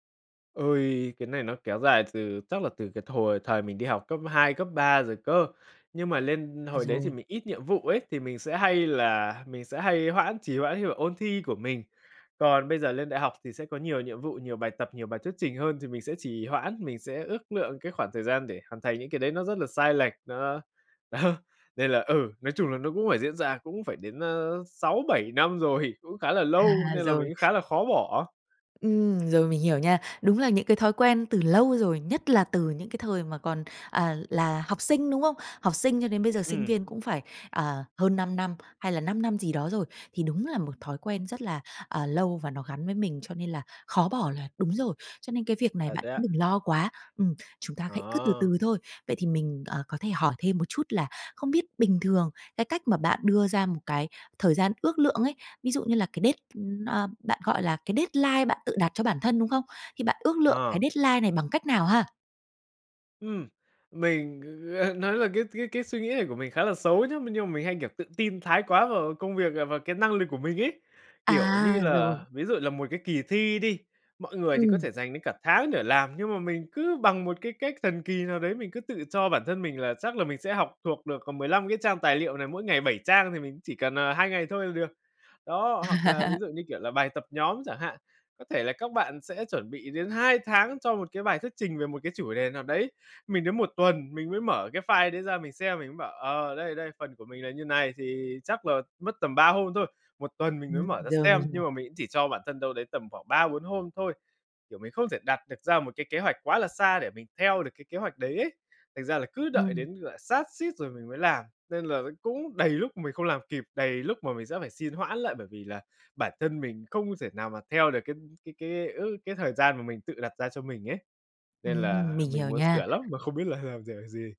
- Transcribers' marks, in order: "thời" said as "thồi"; laughing while speaking: "đó"; laughing while speaking: "À"; other background noise; in English: "deadline"; in English: "deadline"; laughing while speaking: "nói"; tapping; "cũng" said as "ững"; laugh; "cũng" said as "ững"; put-on voice: "là làm kiểu gì"; laughing while speaking: "là làm kiểu gì"
- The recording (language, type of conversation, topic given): Vietnamese, advice, Làm thế nào để ước lượng chính xác thời gian hoàn thành các nhiệm vụ bạn thường xuyên làm?